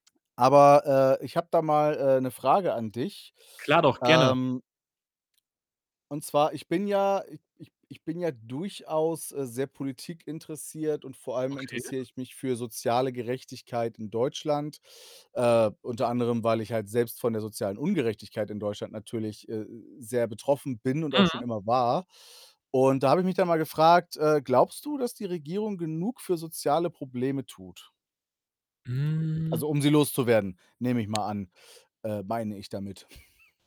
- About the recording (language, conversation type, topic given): German, unstructured, Findest du, dass die Regierung genug gegen soziale Probleme unternimmt?
- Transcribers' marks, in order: other background noise; distorted speech; drawn out: "Hm"; snort